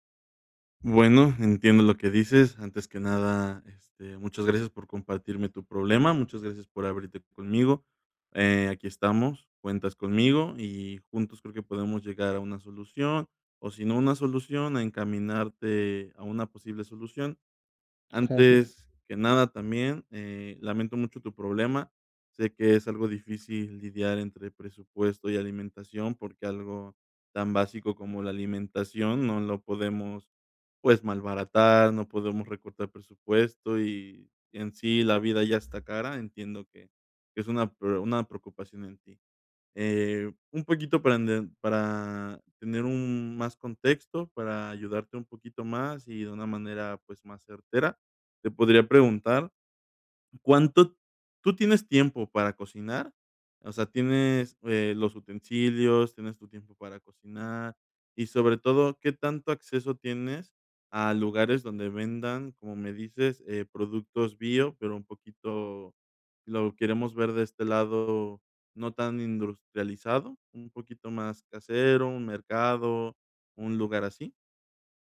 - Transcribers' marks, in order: "industrializado" said as "indrustrializado"
- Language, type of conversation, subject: Spanish, advice, ¿Cómo puedo comer más saludable con un presupuesto limitado?